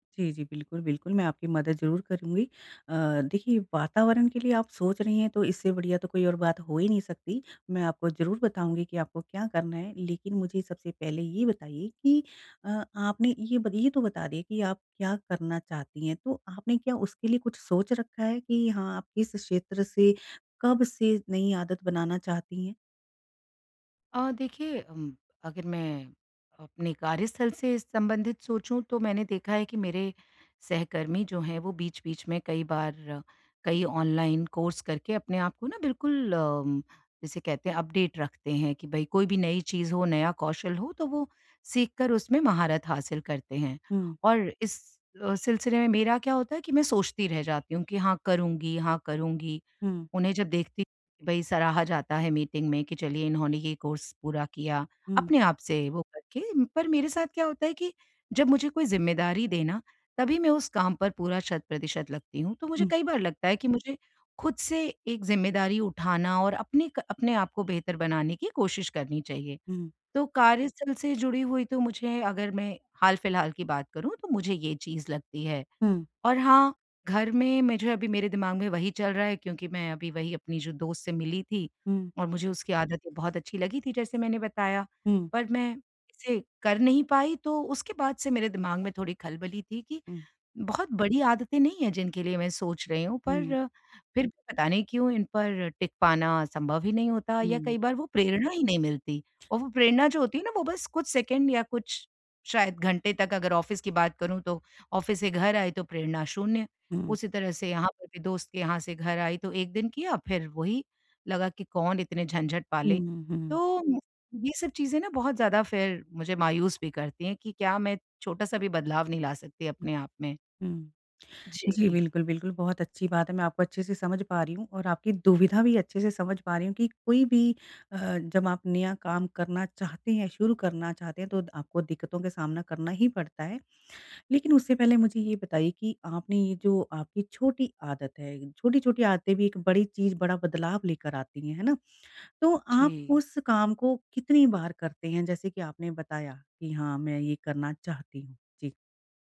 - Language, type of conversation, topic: Hindi, advice, निरंतर बने रहने के लिए मुझे कौन-से छोटे कदम उठाने चाहिए?
- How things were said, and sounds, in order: in English: "कोर्स"; in English: "अपडेट"; in English: "कोर्स"; in English: "ऑफ़िस"; in English: "ऑफ़िस"